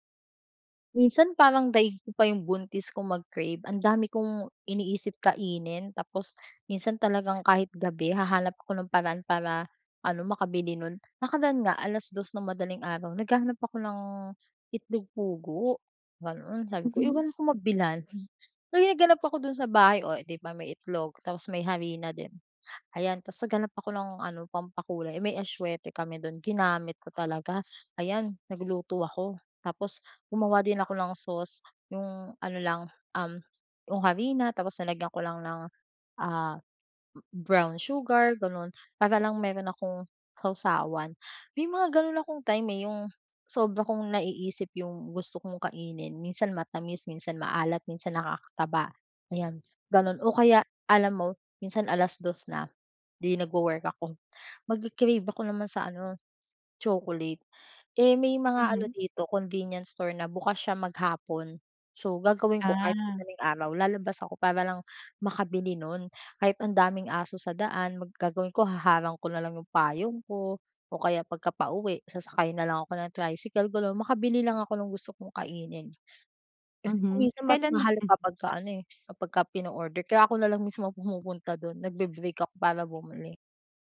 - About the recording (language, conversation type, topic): Filipino, advice, Paano ako makakahanap ng mga simpleng paraan araw-araw para makayanan ang pagnanasa?
- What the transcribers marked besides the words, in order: drawn out: "ng"; other background noise; tapping; chuckle